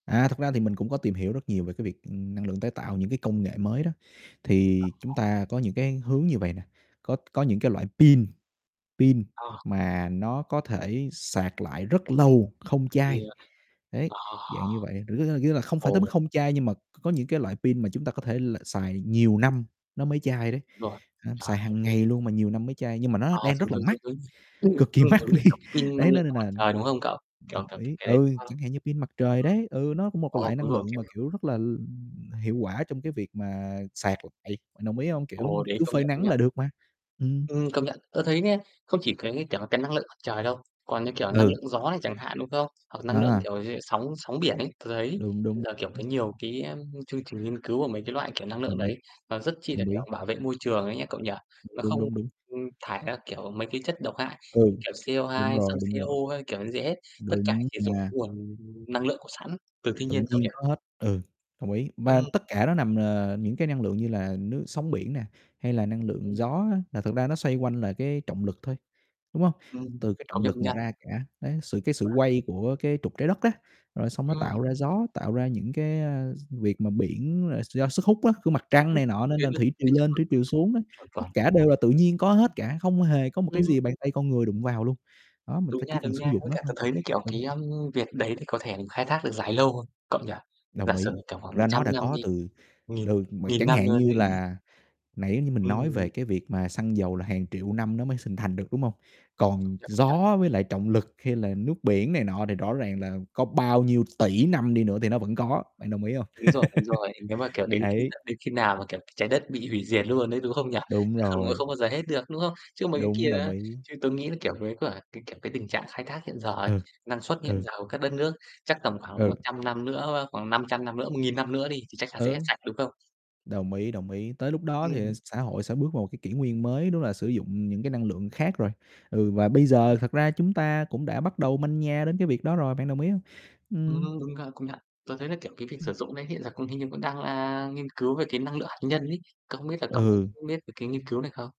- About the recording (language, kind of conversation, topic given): Vietnamese, unstructured, Bạn nghĩ sao về việc sử dụng năng lượng tái tạo?
- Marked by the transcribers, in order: unintelligible speech; distorted speech; other background noise; tapping; unintelligible speech; unintelligible speech; laughing while speaking: "mắc đi"; unintelligible speech; unintelligible speech; unintelligible speech; static; unintelligible speech; "hình" said as "xình"; laugh